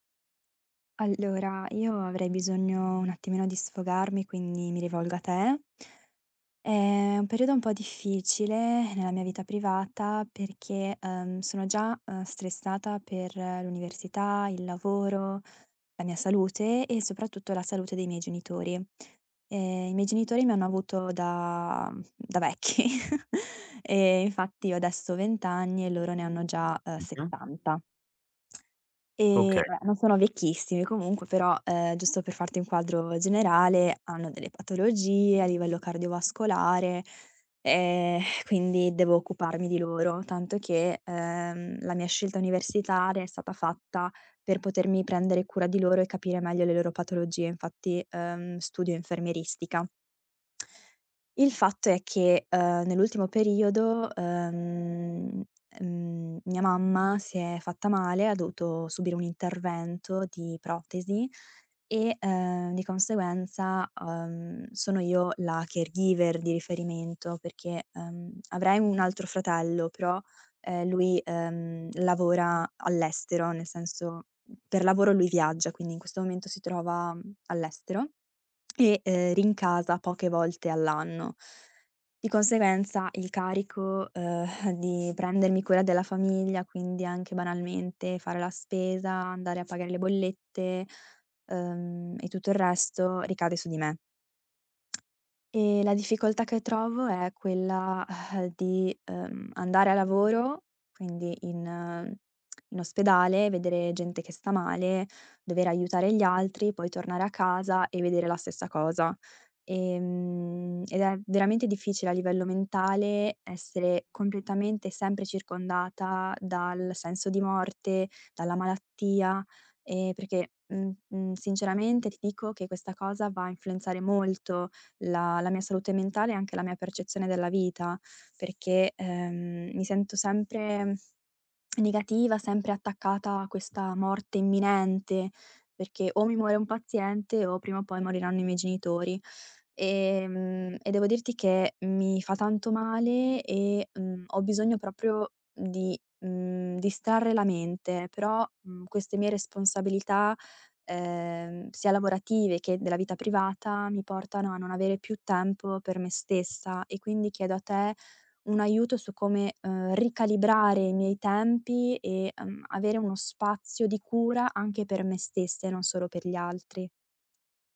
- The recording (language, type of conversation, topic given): Italian, advice, Come ti stanno influenzando le responsabilità crescenti nel prenderti cura dei tuoi genitori anziani malati?
- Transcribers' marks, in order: tapping; drawn out: "È"; laughing while speaking: "vecchi"; chuckle; unintelligible speech; sigh; other background noise; tongue click; drawn out: "uhm"; sigh; tongue click; sigh; tongue click; drawn out: "Ehm"; tongue click; drawn out: "Ehm"